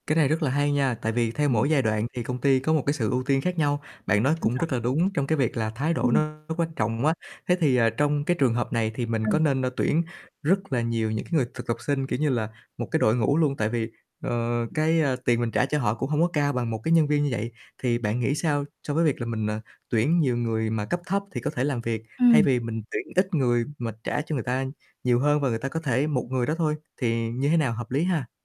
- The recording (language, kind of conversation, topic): Vietnamese, advice, Bạn đang gặp những khó khăn gì trong việc tuyển dụng và giữ chân nhân viên phù hợp?
- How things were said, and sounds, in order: distorted speech; other background noise